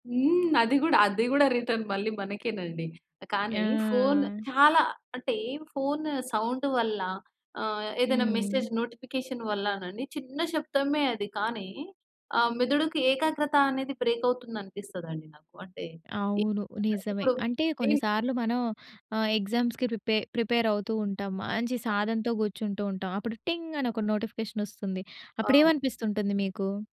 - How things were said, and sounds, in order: in English: "రిటర్న్"; drawn out: "ఆ!"; in English: "సౌండ్"; in English: "మెసేజ్ నోటిఫికేషన్"; other background noise; in English: "బ్రేక్"; in English: "ఎగ్జామ్స్‌కి"
- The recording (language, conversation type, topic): Telugu, podcast, ఫోన్‌లో వచ్చే నోటిఫికేషన్‌లు మనం వినే దానిపై ఎలా ప్రభావం చూపిస్తాయి?